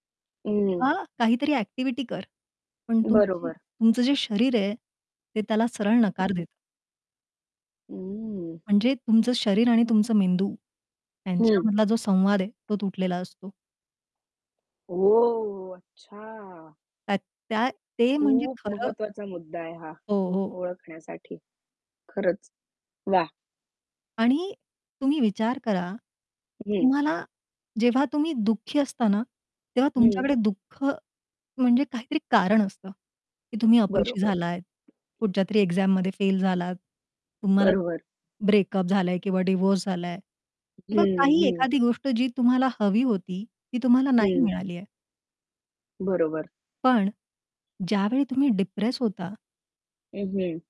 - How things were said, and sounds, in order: distorted speech; tapping
- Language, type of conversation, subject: Marathi, podcast, तुला एकटेपणा कसा जाणवतो?